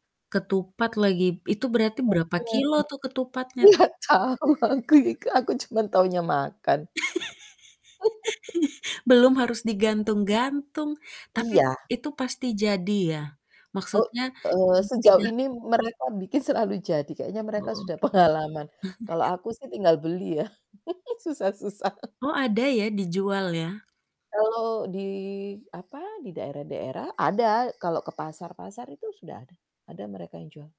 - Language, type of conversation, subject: Indonesian, unstructured, Hidangan apa yang paling Anda nantikan saat perayaan keluarga?
- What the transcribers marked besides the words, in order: other background noise; laughing while speaking: "Nggak tau aku juga, aku cuman"; giggle; laugh; distorted speech; laughing while speaking: "pengalaman"; chuckle; chuckle; static